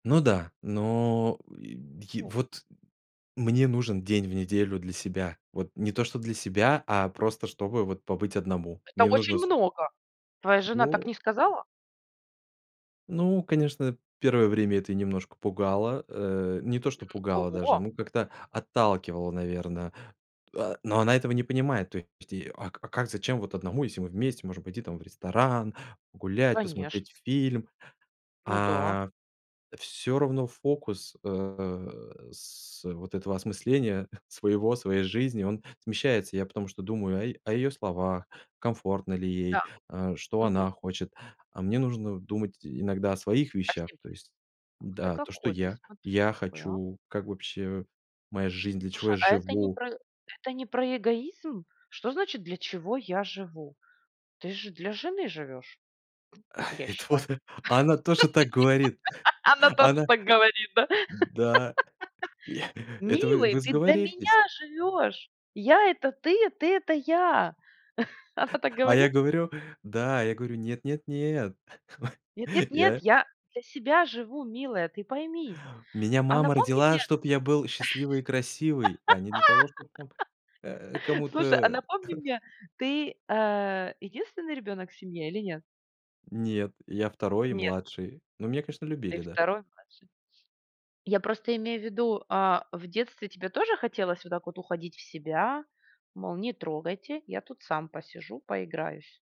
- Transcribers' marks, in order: grunt; tapping; other background noise; chuckle; laughing while speaking: "Это вот"; laugh; joyful: "Она тоже так говорит, да?"; chuckle; laugh; put-on voice: "Милый, ты для меня живёшь, я это ты, а ты это я"; chuckle; chuckle; laugh; chuckle
- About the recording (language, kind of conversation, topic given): Russian, podcast, Как отличить одиночество от желания побыть одному?